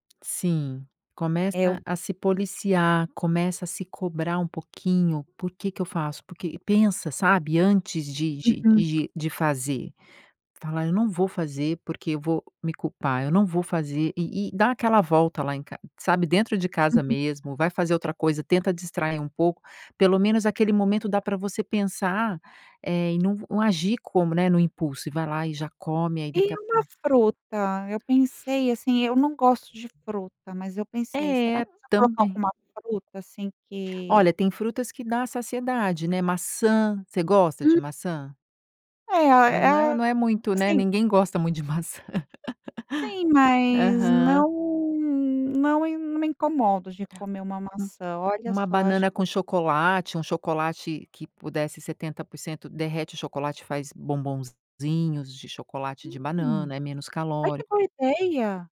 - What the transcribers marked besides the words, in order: tapping; laugh; other noise
- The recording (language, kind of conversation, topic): Portuguese, advice, Como e em que momentos você costuma comer por ansiedade ou por tédio?
- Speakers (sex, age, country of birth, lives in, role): female, 50-54, Brazil, Spain, user; female, 50-54, Brazil, United States, advisor